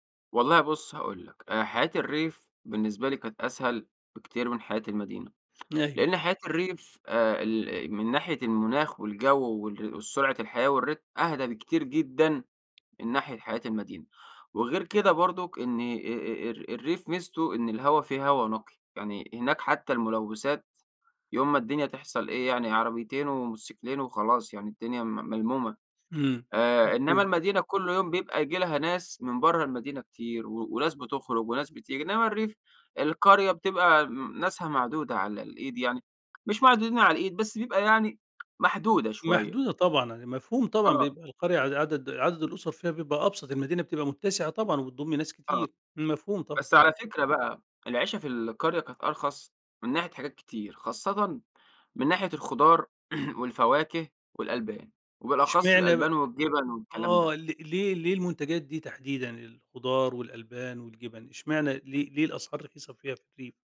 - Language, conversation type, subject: Arabic, podcast, إيه رأيك في إنك تعيش ببساطة وسط زحمة المدينة؟
- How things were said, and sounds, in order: other background noise; in English: "والرتم"; tapping; throat clearing